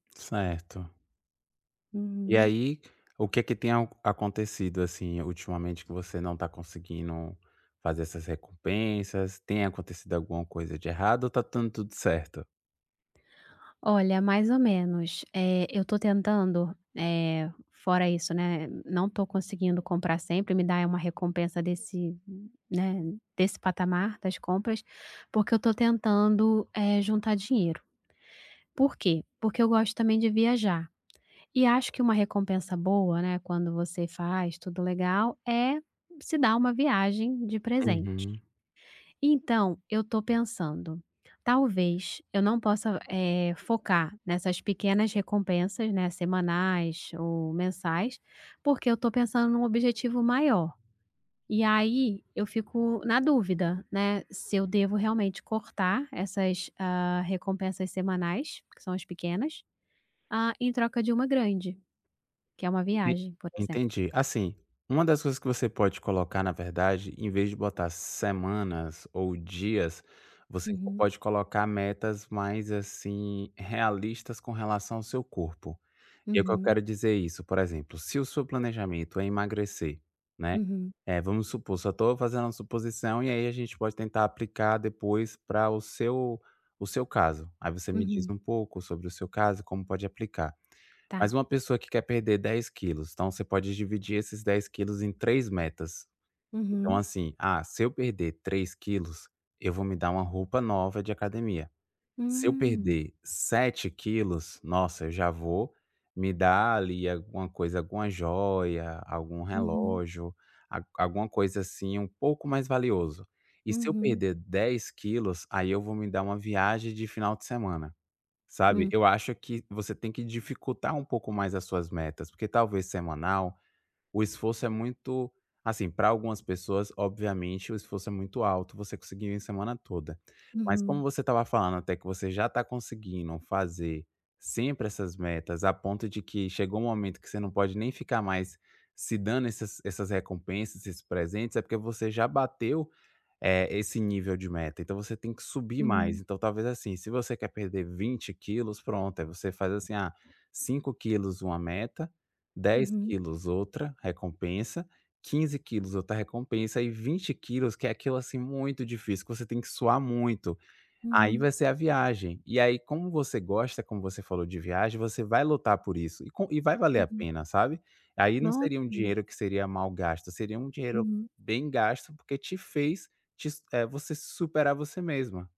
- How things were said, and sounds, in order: tapping; other street noise; other background noise
- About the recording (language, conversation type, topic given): Portuguese, advice, Como posso planejar pequenas recompensas para manter minha motivação ao criar hábitos positivos?
- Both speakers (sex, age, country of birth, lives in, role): female, 35-39, Brazil, Portugal, user; male, 25-29, Brazil, France, advisor